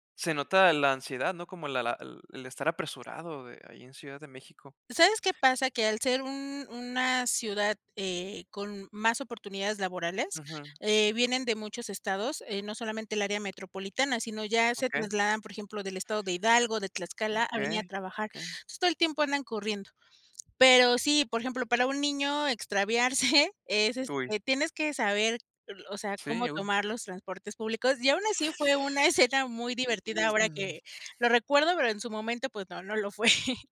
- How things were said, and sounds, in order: giggle; gasp; chuckle
- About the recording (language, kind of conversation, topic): Spanish, unstructured, ¿Qué momento de tu niñez te gustaría revivir?